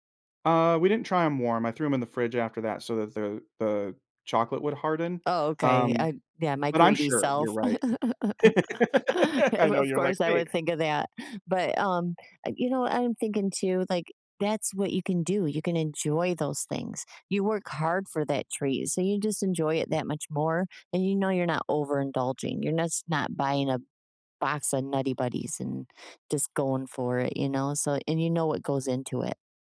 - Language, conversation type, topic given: English, advice, How can I celebrate and build on my confidence after overcoming a personal challenge?
- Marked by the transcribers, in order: chuckle; laugh